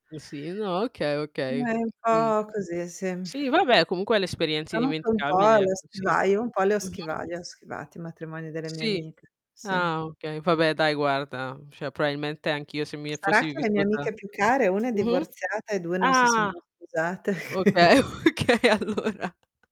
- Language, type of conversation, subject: Italian, unstructured, Preferisci i regali materiali o le esperienze indimenticabili?
- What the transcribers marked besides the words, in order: static; distorted speech; "schivati" said as "schivaiu"; "cioè" said as "ceh"; "probabilmente" said as "proailmente"; tapping; laughing while speaking: "okay, okay allora"; laughing while speaking: "E quindi"